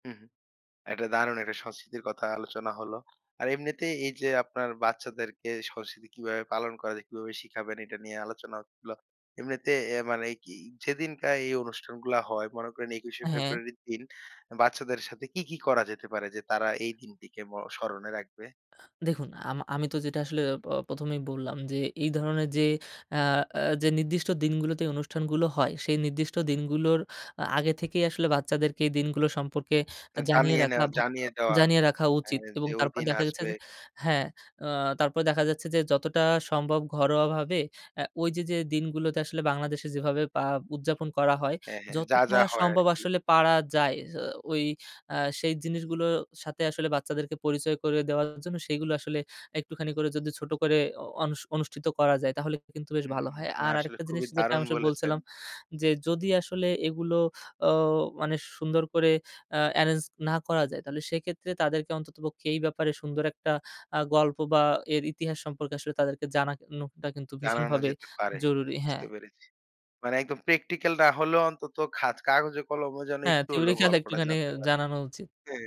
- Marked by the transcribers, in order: unintelligible speech; unintelligible speech; "জানানোটা" said as "জানাকনোটা"; in English: "পেক্টিকেল"; "practical" said as "পেক্টিকেল"; in English: "থিওরিকাল"; "theoritical" said as "থিওরিকাল"
- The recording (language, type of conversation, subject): Bengali, podcast, বিদেশে বেড়ে ওঠা সন্তানকে আপনি কীভাবে নিজের ঐতিহ্য শেখাবেন?